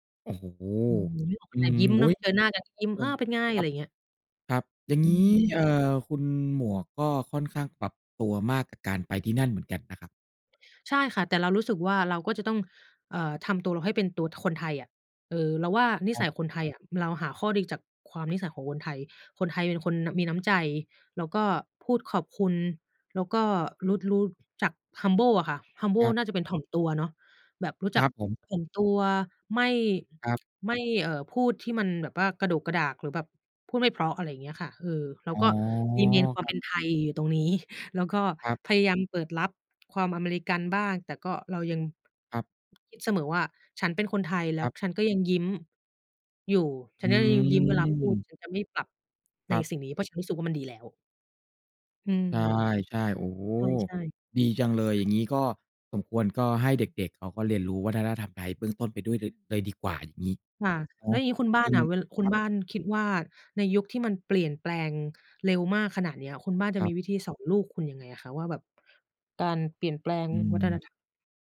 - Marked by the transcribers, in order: in English: "humble"; in English: "humble"; tsk; other background noise; background speech; laughing while speaking: "นี้"; drawn out: "อืม"
- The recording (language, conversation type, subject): Thai, unstructured, เด็กๆ ควรเรียนรู้อะไรเกี่ยวกับวัฒนธรรมของตนเอง?